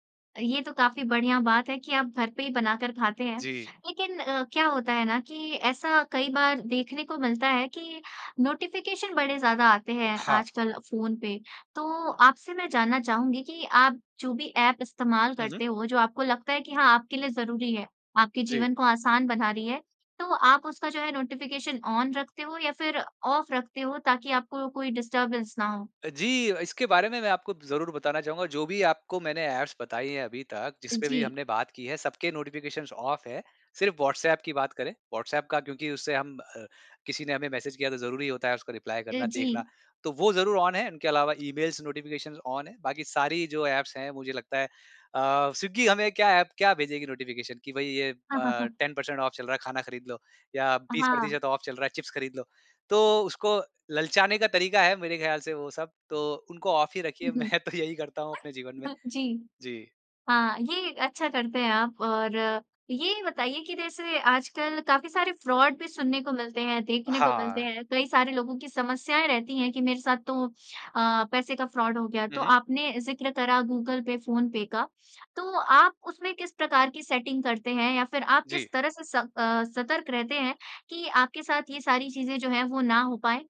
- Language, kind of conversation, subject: Hindi, podcast, कौन सा ऐप आपकी ज़िंदगी को आसान बनाता है और क्यों?
- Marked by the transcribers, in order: in English: "नोटिफिकेशन"; in English: "नोटिफिकेशन ऑन"; in English: "ऑफ"; in English: "डिस्टर्बेंस"; in English: "ऐप्स"; in English: "नोटिफिकेशन्स ऑफ़"; in English: "मैसेज"; in English: "रिप्लाई"; in English: "ऑन"; in English: "ईमेल्स नोटिफिकेशन्स ऑन"; in English: "ऐप्स"; in English: "नोटिफिकेशन"; in English: "टेन पर्सेंट ऑफ़"; in English: "ऑफ़"; in English: "ऑफ़"; laughing while speaking: "मैं तो"; hiccup; in English: "फ्रॉड"; in English: "फ्रॉड"